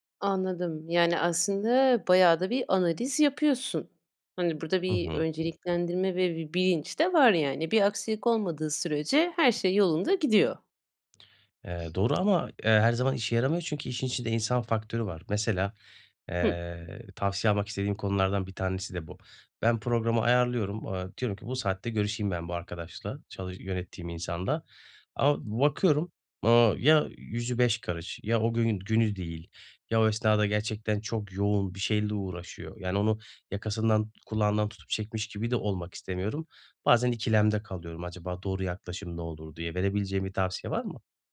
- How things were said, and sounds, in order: other background noise
- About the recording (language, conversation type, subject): Turkish, advice, Zaman yönetiminde önceliklendirmekte zorlanıyorum; benzer işleri gruplayarak daha verimli olabilir miyim?
- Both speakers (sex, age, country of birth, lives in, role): female, 30-34, Turkey, Netherlands, advisor; male, 30-34, Turkey, Bulgaria, user